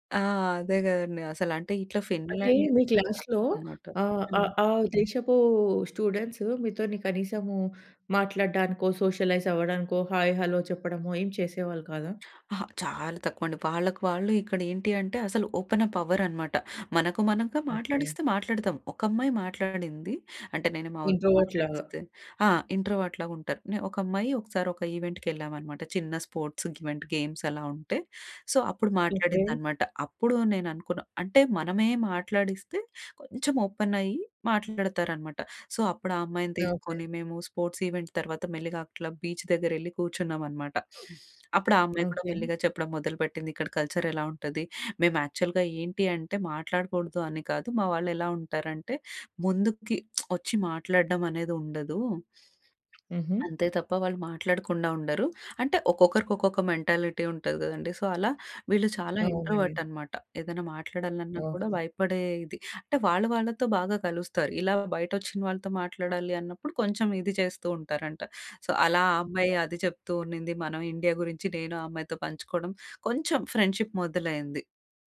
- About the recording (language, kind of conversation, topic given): Telugu, podcast, ఒక నగరాన్ని సందర్శిస్తూ మీరు కొత్తదాన్ని కనుగొన్న అనుభవాన్ని కథగా చెప్పగలరా?
- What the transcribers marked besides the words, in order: in English: "స్టూడెంట్స్"; in English: "సోషలైజ్"; in English: "ఓపెన్ అప్"; in English: "ఇంట్రోవ‌ర్ట్‌లాగా"; in English: "ఇంట్రోవర్ట్‌లాగా"; in English: "ఈవెంట్‌కెళ్ళామనమాట"; in English: "స్పోర్ట్స్ ఈవెంట్, గేమ్స్"; in English: "సో"; in English: "ఓపెన్"; in English: "సో"; in English: "స్పోర్ట్స్ ఈవెంట్"; in English: "బీచ్"; sniff; tapping; in English: "కల్చర్"; in English: "యాక్చువల్‌గా"; lip smack; in English: "మెంటాలిటీ"; in English: "సో"; in English: "ఇంట్రోవర్ట్"; other background noise; in English: "సో"; in English: "ఫ్రెండ్షిప్"